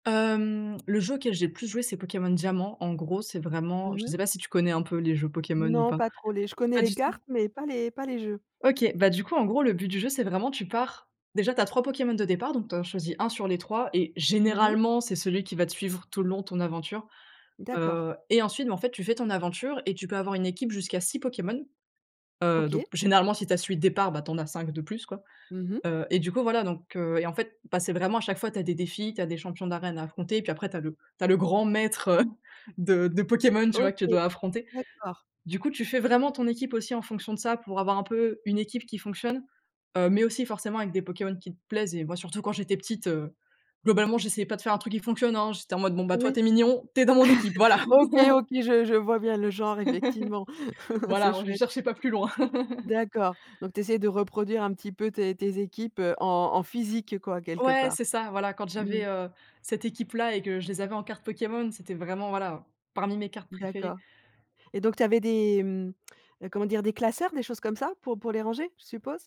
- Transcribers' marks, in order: laughing while speaking: "heu"; chuckle; chuckle; chuckle; other background noise; tsk
- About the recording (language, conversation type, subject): French, podcast, Quel souvenir te revient quand tu penses à tes loisirs d'enfance ?